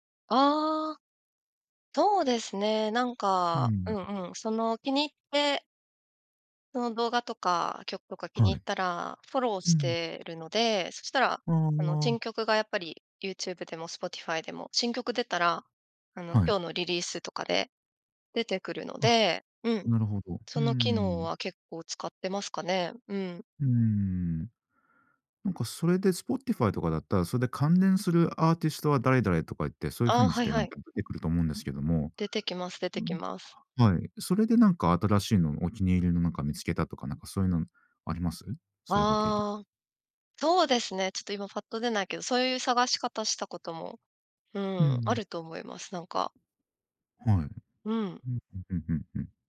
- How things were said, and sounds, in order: none
- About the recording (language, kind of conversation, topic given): Japanese, podcast, 普段、新曲はどこで見つけますか？